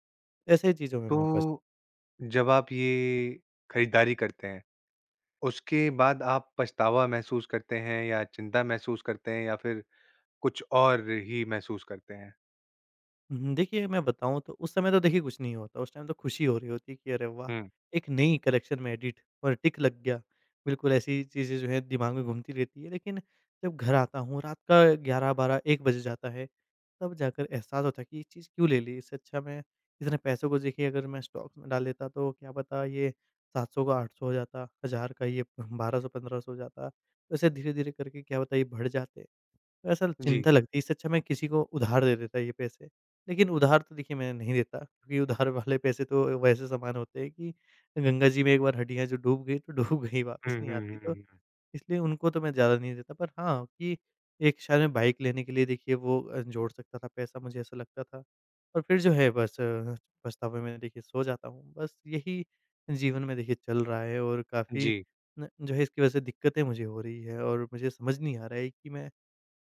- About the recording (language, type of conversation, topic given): Hindi, advice, आवेग में की गई खरीदारी से आपका बजट कैसे बिगड़ा और बाद में आपको कैसा लगा?
- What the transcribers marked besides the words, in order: in English: "टाइम"; in English: "कलेक्शन"; in English: "एडिट"; in English: "टिक"; in English: "स्टॉक"; laughing while speaking: "उधार वाले"; laughing while speaking: "तो डूब गई"; tongue click